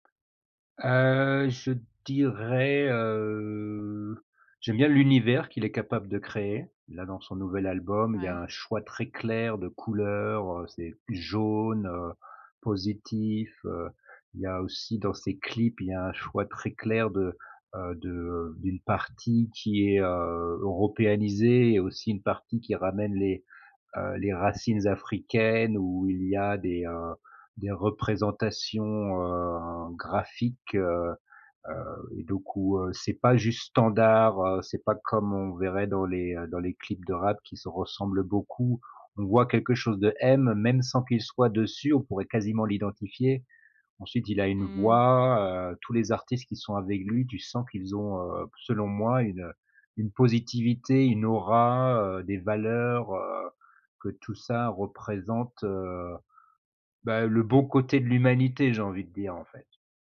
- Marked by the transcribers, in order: other background noise; drawn out: "heu"
- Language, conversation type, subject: French, podcast, Comment ta famille a-t-elle influencé ta musique ?